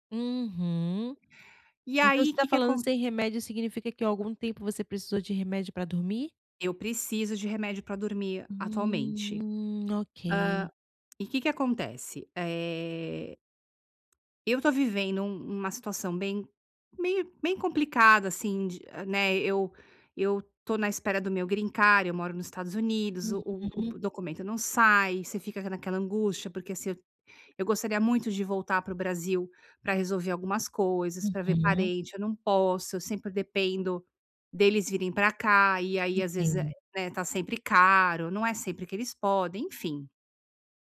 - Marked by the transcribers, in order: in English: "greencard"
- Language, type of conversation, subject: Portuguese, advice, Como posso reduzir a ansiedade antes de dormir?